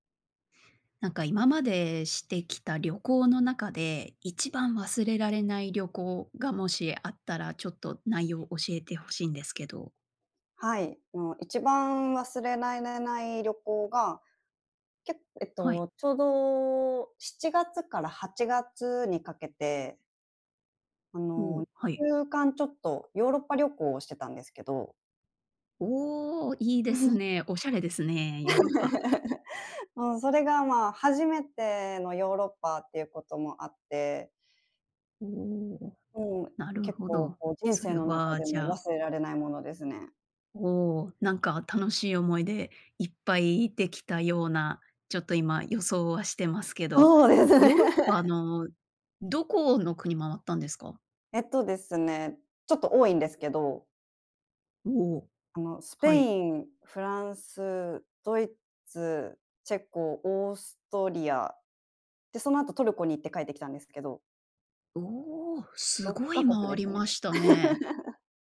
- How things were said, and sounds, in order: tapping; chuckle; laugh; laughing while speaking: "そうですね"; laugh; laugh
- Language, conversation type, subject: Japanese, podcast, 一番忘れられない旅行の話を聞かせてもらえますか？